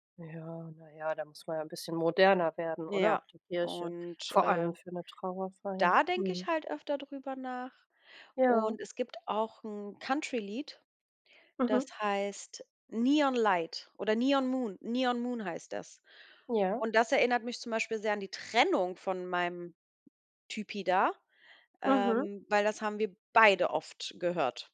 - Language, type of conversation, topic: German, unstructured, Gibt es ein Lied, das dich an eine bestimmte Zeit erinnert?
- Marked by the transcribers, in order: stressed: "Trennung"; other background noise; stressed: "beide"